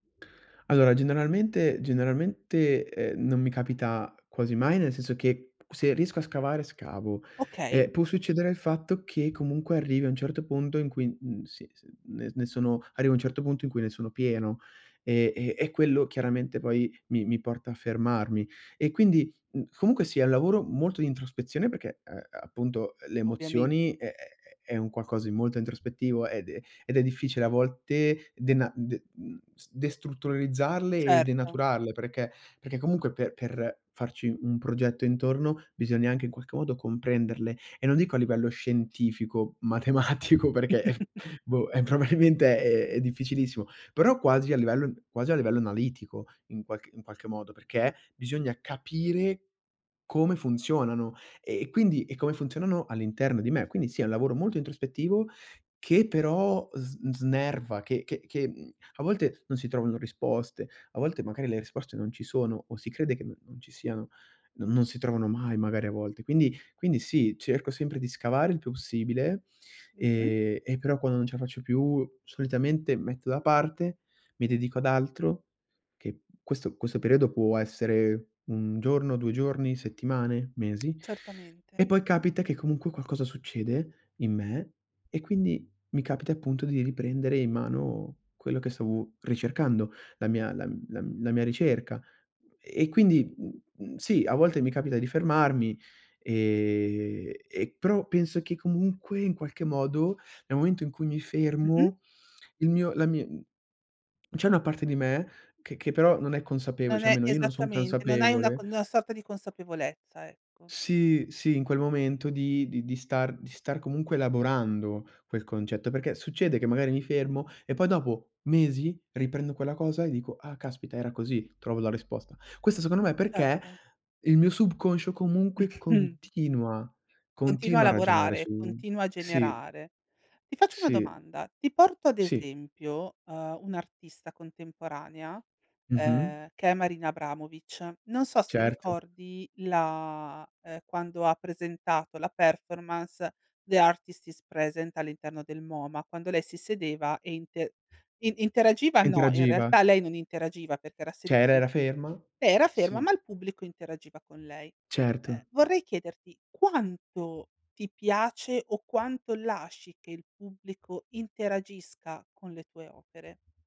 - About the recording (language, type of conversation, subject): Italian, podcast, Come trasformi emozioni personali in opere che parlano agli altri?
- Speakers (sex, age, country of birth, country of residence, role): female, 40-44, Italy, Spain, host; male, 20-24, Italy, Italy, guest
- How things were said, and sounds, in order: other background noise; giggle; laughing while speaking: "matematico perché"; laughing while speaking: "probabilmente"; tapping; laughing while speaking: "Mh-mh"; in English: "The Artist is Present"; other noise